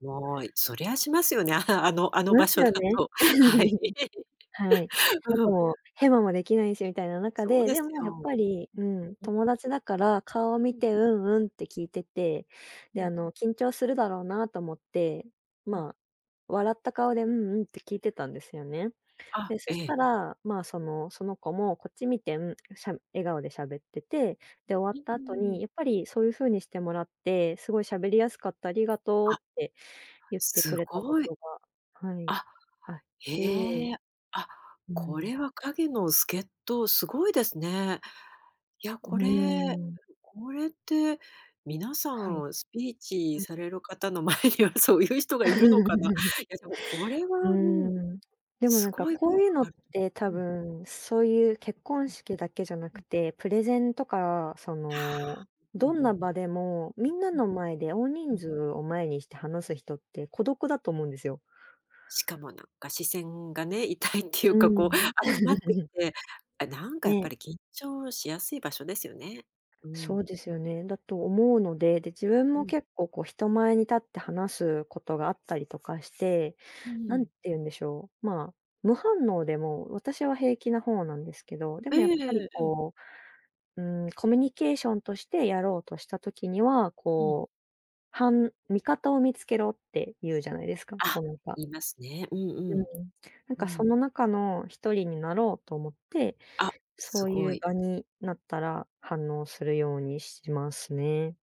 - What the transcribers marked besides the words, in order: laughing while speaking: "あの あの場所だと"; laugh; other noise; laughing while speaking: "前にはそういう人がいるのかな？"; laugh; laughing while speaking: "痛いっていうか"; laugh; other background noise
- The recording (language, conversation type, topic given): Japanese, podcast, 相槌やうなずきにはどんな意味がありますか？